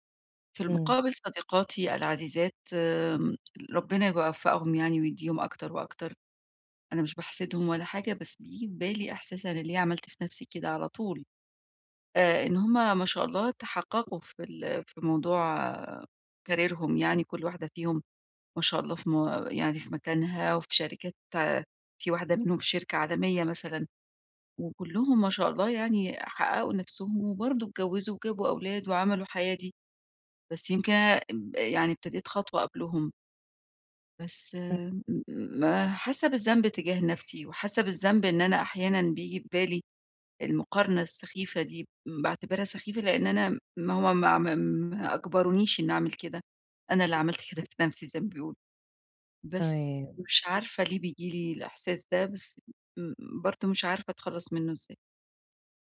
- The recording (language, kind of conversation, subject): Arabic, advice, إزاي أبطّل أقارن نفسي على طول بنجاحات صحابي من غير ما ده يأثر على علاقتي بيهم؟
- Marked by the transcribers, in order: in English: "كاريرهم"